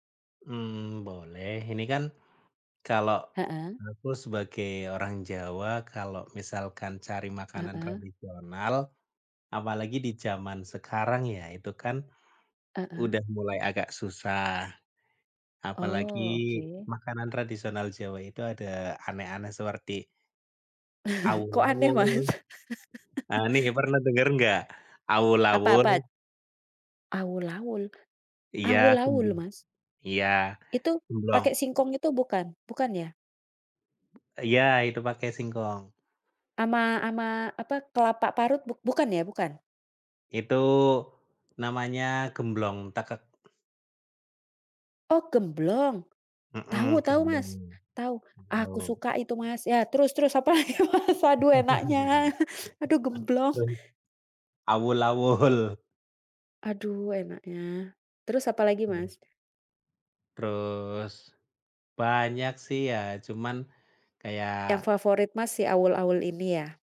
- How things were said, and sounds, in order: tapping; laugh; laughing while speaking: "Mas?"; laugh; other background noise; laughing while speaking: "apalagi, Mas? Aduh enaknya. Aduh gemblong"; laugh; unintelligible speech; laugh; laughing while speaking: "Awul-awul"; chuckle
- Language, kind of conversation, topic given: Indonesian, unstructured, Apa makanan tradisional favoritmu yang selalu membuatmu rindu?